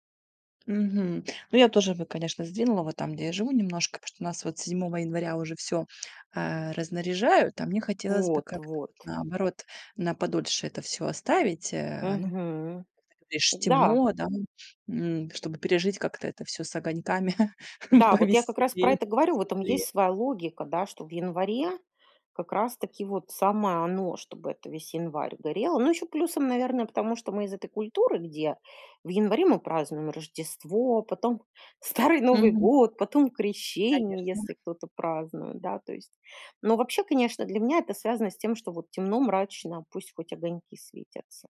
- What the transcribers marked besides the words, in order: tapping; background speech; chuckle; laughing while speaking: "Старый"
- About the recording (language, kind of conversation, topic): Russian, podcast, Как праздники влияют на чувство общности и одиночества?